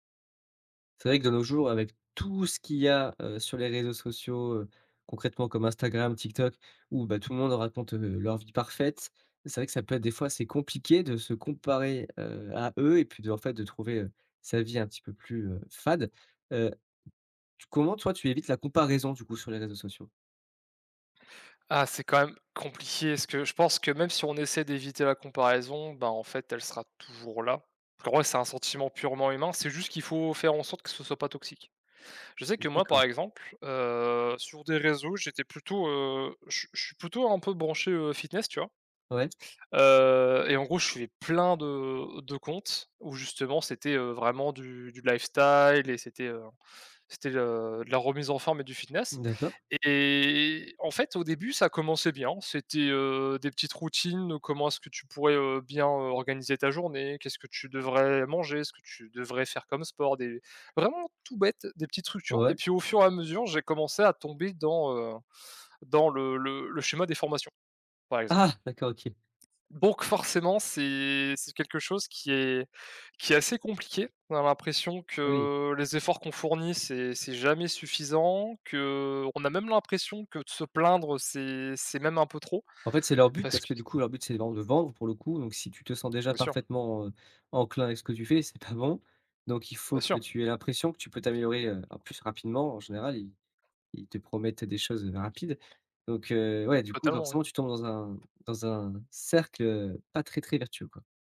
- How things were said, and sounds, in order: stressed: "tout"; tapping; other background noise; drawn out: "Heu"; stressed: "plein"; put-on voice: "lifestyle"; "Donc" said as "bonc"; drawn out: "que"; laughing while speaking: "pas bon"; stressed: "cercle"
- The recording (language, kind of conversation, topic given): French, podcast, Comment fais-tu pour éviter de te comparer aux autres sur les réseaux sociaux ?